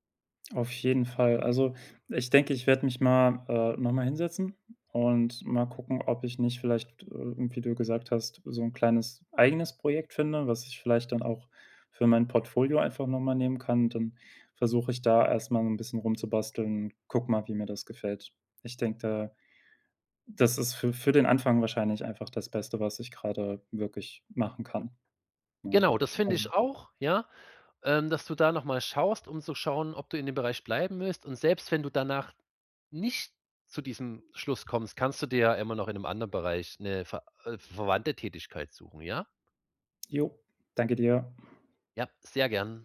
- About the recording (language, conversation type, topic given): German, advice, Berufung und Sinn im Leben finden
- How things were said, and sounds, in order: none